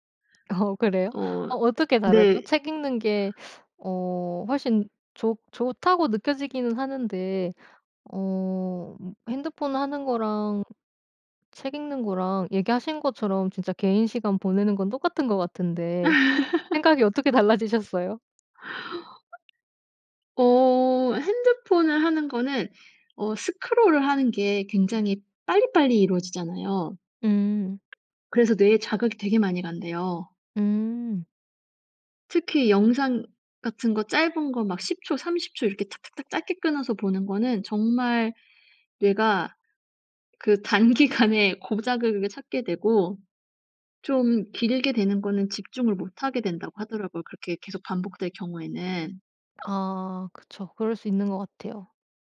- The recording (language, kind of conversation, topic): Korean, podcast, 휴대폰 없이도 잘 집중할 수 있나요?
- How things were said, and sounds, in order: other background noise; laugh; in English: "스크롤을"; laughing while speaking: "단기간에"